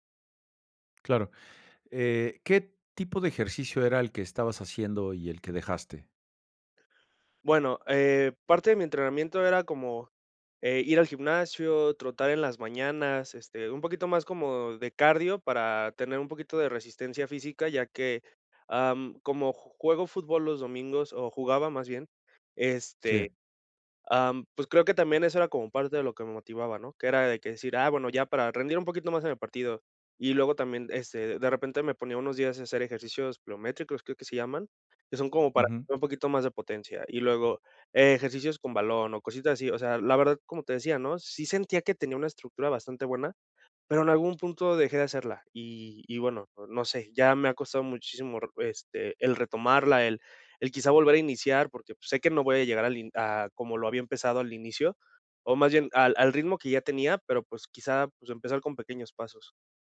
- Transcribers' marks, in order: tapping
- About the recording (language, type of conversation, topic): Spanish, advice, ¿Cómo puedo dejar de postergar y empezar a entrenar, aunque tenga miedo a fracasar?